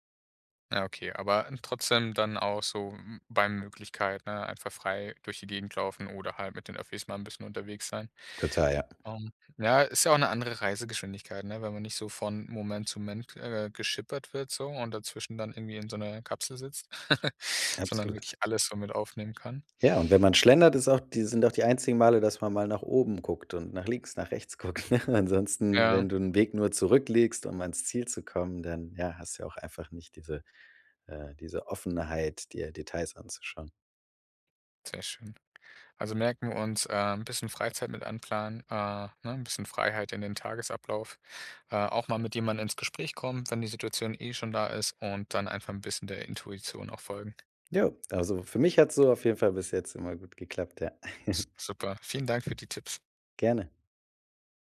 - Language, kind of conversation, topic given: German, podcast, Wie findest du versteckte Ecken in fremden Städten?
- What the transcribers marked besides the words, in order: "Moment" said as "Mend"; chuckle; laughing while speaking: "ne?"; chuckle